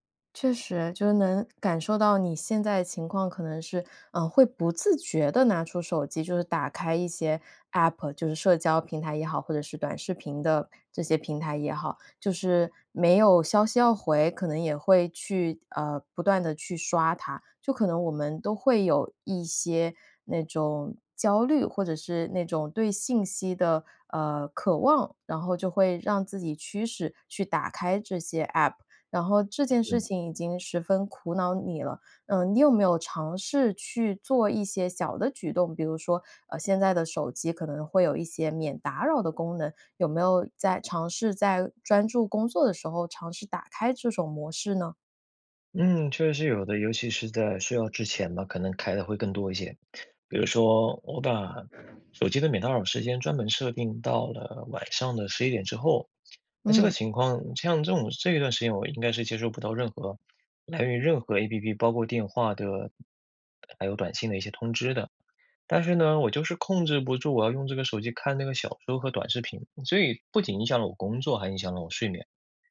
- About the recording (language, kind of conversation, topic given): Chinese, advice, 我在工作中总是容易分心、无法专注，该怎么办？
- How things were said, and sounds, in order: other background noise